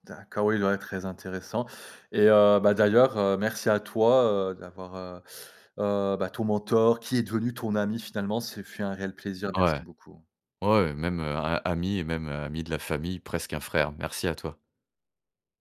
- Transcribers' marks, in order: none
- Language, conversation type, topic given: French, podcast, Peux-tu me parler d’un mentor qui a tout changé pour toi ?